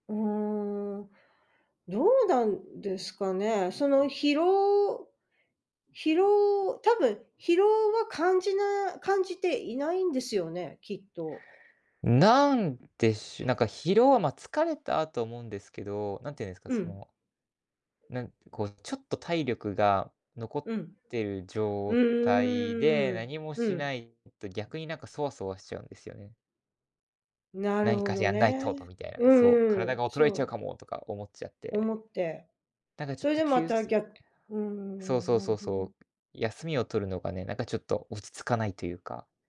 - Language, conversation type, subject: Japanese, advice, 運動やトレーニングの後、疲労がなかなか回復しないのはなぜですか？
- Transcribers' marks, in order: other background noise; tapping; unintelligible speech